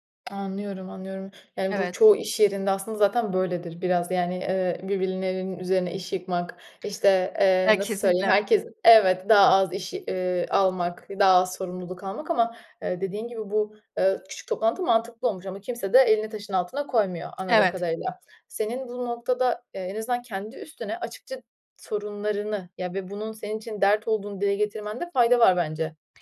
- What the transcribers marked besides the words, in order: other background noise; tapping
- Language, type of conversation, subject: Turkish, advice, İş arkadaşlarınızla görev paylaşımı konusunda yaşadığınız anlaşmazlık nedir?